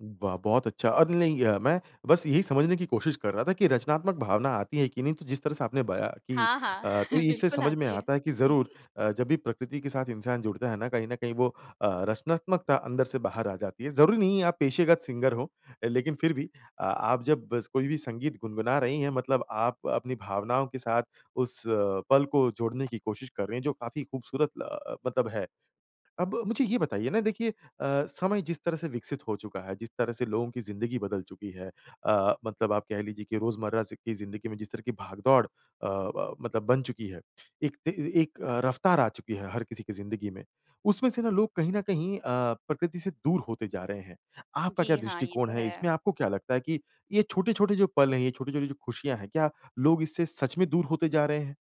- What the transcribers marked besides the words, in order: chuckle
- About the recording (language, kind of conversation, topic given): Hindi, podcast, सूर्यास्त देखते वक्त तुम्हारे मन में क्या ख्याल आते हैं?